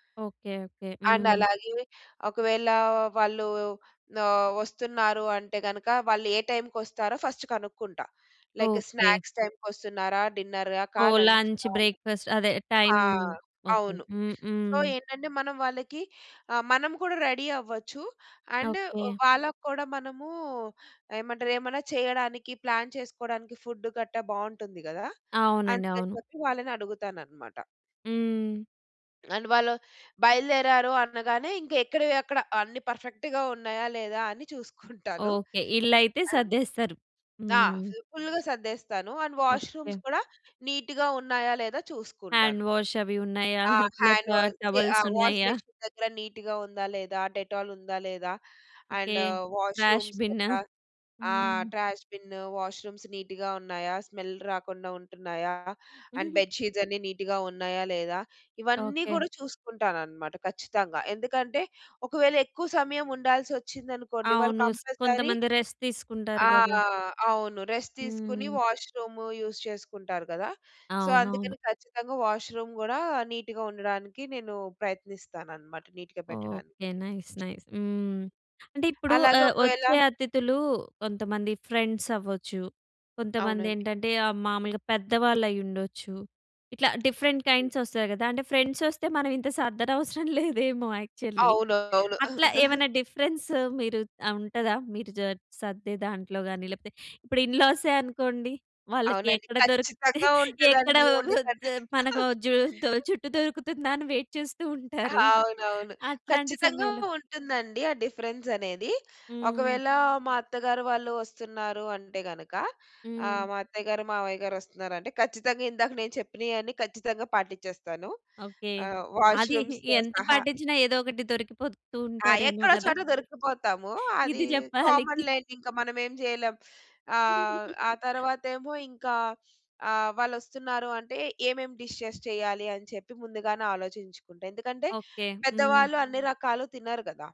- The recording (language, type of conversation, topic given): Telugu, podcast, అతిథులు వచ్చినప్పుడు ఇంటి సన్నాహకాలు ఎలా చేస్తారు?
- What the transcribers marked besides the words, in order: in English: "అండ్"; in English: "ఫస్ట్"; in English: "లైక్ స్నాక్స్"; in English: "డిన్నర్‌కా, లంచ్‌కా"; in English: "లంచ్, బ్రేక్‌ఫాస్ట్"; in English: "సో"; in English: "రెడీ"; in English: "అండ్"; in English: "ప్లాన్"; in English: "ఫుడ్"; in English: "అండ్"; in English: "పర్ఫెక్ట్‌గా"; laughing while speaking: "చూసుకుంటాను"; in English: "ఫుల్‌గా"; in English: "అండ్ వాష్‌రూమ్స్"; in English: "నీట్‌గా"; in English: "హ్యాండ్ వాష్"; in English: "హ్యాండ్ వాసే"; in English: "టవల్స్"; in English: "వాష్ బషీన్"; in English: "నీట్‌గా"; in English: "అండు వాష్‌రూమ్స్"; in English: "ట్రాష్ బిను"; in English: "ట్రాష్ బిను, వాష్‌రూమ్స్ నీట్‌గా"; in English: "స్మెల్"; in English: "అండ్ బెడ్ షీట్స్"; chuckle; in English: "నీట్‌గా"; in English: "కంపల్సరీ"; in English: "రెస్ట్"; in English: "రెస్ట్"; in English: "వాష్‌రూమ్ యూజ్"; in English: "సో"; in English: "వాష్‌రూమ్"; in English: "నీట్‌గా"; in English: "నీట్‌గా"; in English: "నైస్, నైస్"; other background noise; in English: "ఫ్రెండ్స్"; in English: "డిఫరెంట్ కైండ్స్"; in English: "ఫ్రెండ్స్"; laughing while speaking: "మనం ఇంత సర్దనవసరం లేదేమో యాక్చువల్లీ"; in English: "యాక్చువల్లీ"; chuckle; in English: "డిఫరెన్స్"; laughing while speaking: "ఇప్పుడు ఇన్‌లాసే అనుకోండి. వాళ్ళకి ఎక్కడ … ఉంటారు. అట్లాంటి సమయంలో"; in English: "ఇన్‌లాసే"; unintelligible speech; laugh; in English: "వెయిట్"; in English: "డిఫరెన్స్"; in English: "వాష్‌రూమ్స్‌తో"; laughing while speaking: "ఇది జెప్పాలి. నిక్"; in English: "కామన్"; giggle; in English: "డిషెస్"